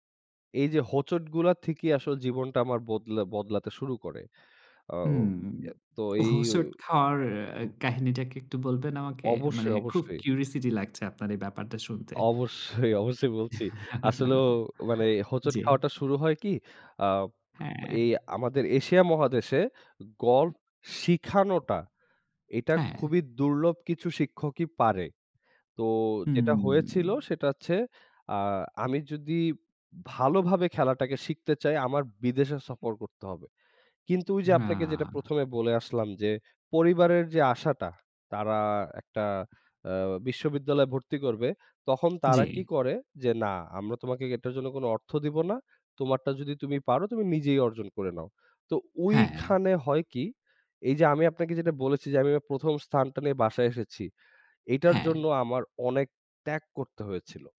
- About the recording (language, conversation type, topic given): Bengali, podcast, এই শখ আপনার জীবনে কী কী পরিবর্তন এনেছে?
- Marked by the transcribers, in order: laughing while speaking: "অবশ্যই, অবশ্যই বলছি"; chuckle; tapping; other background noise; tsk; drawn out: "হুম"